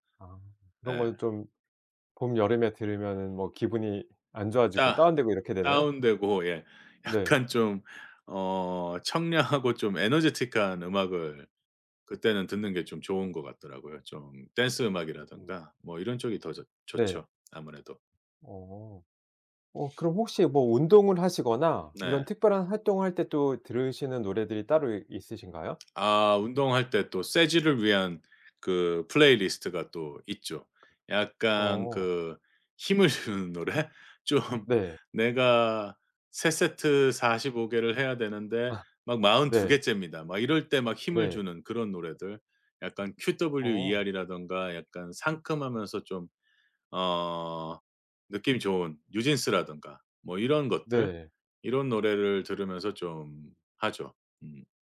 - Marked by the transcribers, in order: laughing while speaking: "청량하고"; other background noise; laughing while speaking: "주는 노래. 좀"; laughing while speaking: "아"
- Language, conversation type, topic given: Korean, podcast, 계절마다 떠오르는 노래가 있으신가요?